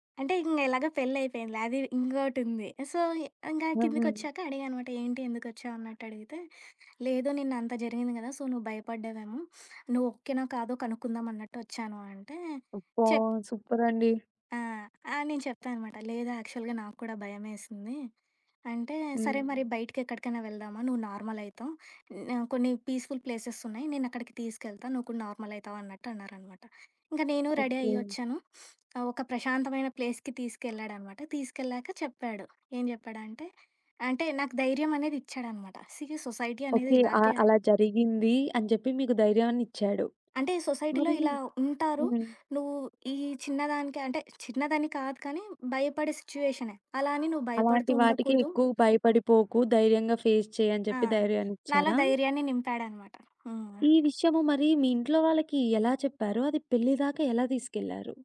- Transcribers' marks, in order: in English: "సో"; in English: "సో"; sniff; other background noise; in English: "యాక్చువల్‌గా"; in English: "పీస్‌ఫుల్"; in English: "రెడీ"; sniff; in English: "ప్లేస్‌కి"; in English: "సీ, సొసైటీ"; in English: "సొసైటీలో"; in English: "ఫేస్"
- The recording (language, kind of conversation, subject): Telugu, podcast, మీ వివాహ దినాన్ని మీరు ఎలా గుర్తుంచుకున్నారు?